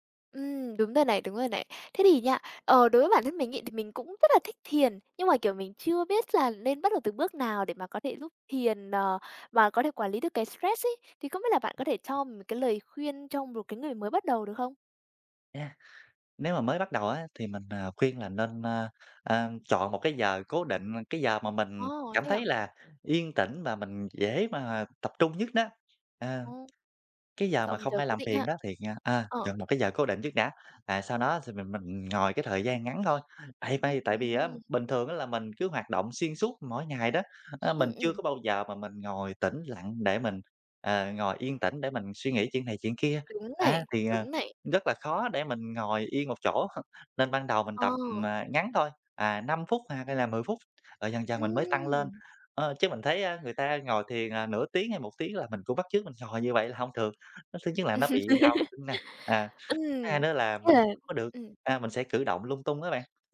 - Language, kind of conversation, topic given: Vietnamese, podcast, Thiền giúp bạn quản lý căng thẳng như thế nào?
- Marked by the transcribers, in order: tapping; other background noise; chuckle